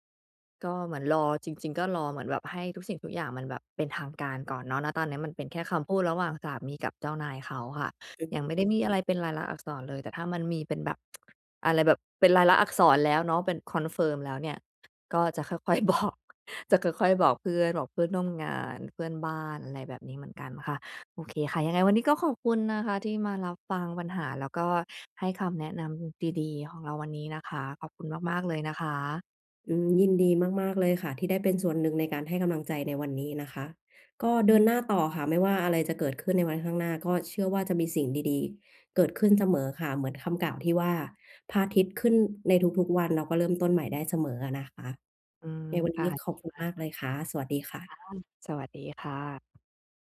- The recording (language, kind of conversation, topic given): Thai, advice, จะรับมือกับความรู้สึกผูกพันกับที่เดิมอย่างไรเมื่อจำเป็นต้องย้ายไปอยู่ที่ใหม่?
- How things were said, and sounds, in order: tapping; tsk; in English: "confirm"; laughing while speaking: "ค่อย ๆ บอก"; unintelligible speech